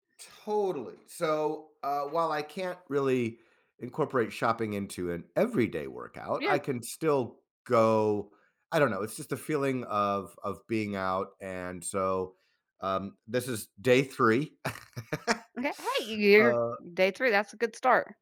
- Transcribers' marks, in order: other background noise; stressed: "everyday"; laugh
- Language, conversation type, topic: English, advice, How do I start a fitness routine?